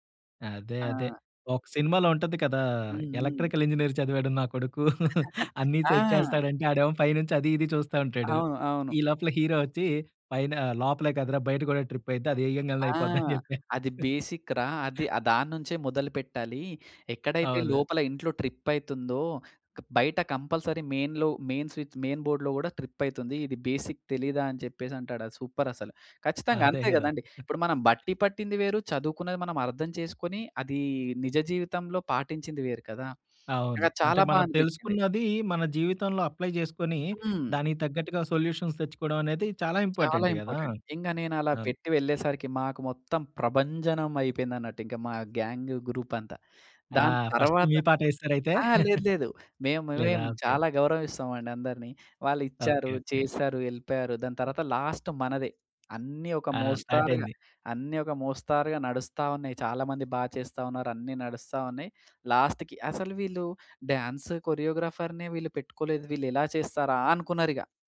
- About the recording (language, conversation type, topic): Telugu, podcast, నీ జీవితానికి నేపథ్య సంగీతం ఉంటే అది ఎలా ఉండేది?
- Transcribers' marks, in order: in English: "ఎలక్ట్రికల్"; chuckle; laughing while speaking: "అన్నిసెట్ చేస్తాడు అంటే ఆడేమో పైనుంచి అది ఇది చూస్తా ఉంటాడు"; in English: "ట్రిప్"; in English: "బేసిక్‌రా!"; laughing while speaking: "అని చెప్పా"; in English: "ట్రిప్"; in English: "కంపల్సరీ మెయిన్‌లో, మెయిన్ స్విచ్ మెయిన్ బోర్డ్‌లో"; in English: "ట్రిప్"; in English: "బేసిక్"; in English: "సూపర్"; chuckle; in English: "అప్లై"; tapping; in English: "సొల్యూషన్స్"; in English: "ఇంపార్టెంట్"; in English: "ఇంపార్టెంట్"; in English: "గ్యాంగ్ గ్రూప్"; in English: "ఫస్ట్"; chuckle; in English: "లాస్ట్"; in English: "స్టార్ట్"; in English: "లాస్ట్‌కి"; in English: "కొరియోగ్రాఫర్‌నే"